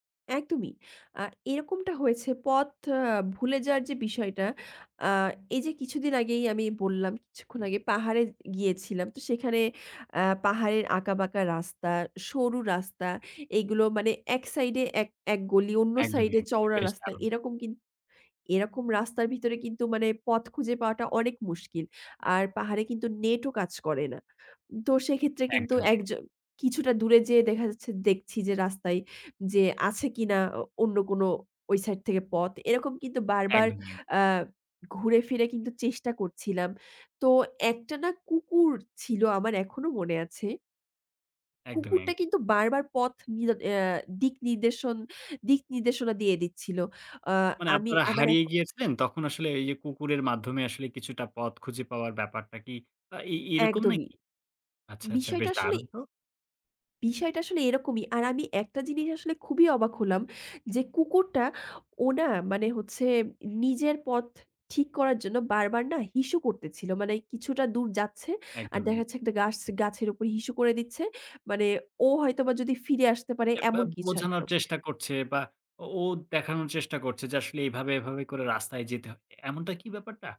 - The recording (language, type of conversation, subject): Bengali, podcast, কোথাও হারিয়ে যাওয়ার পর আপনি কীভাবে আবার পথ খুঁজে বের হয়েছিলেন?
- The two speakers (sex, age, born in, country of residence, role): female, 45-49, Bangladesh, Bangladesh, guest; male, 18-19, Bangladesh, Bangladesh, host
- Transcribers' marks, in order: tapping; "একবার" said as "একবাব"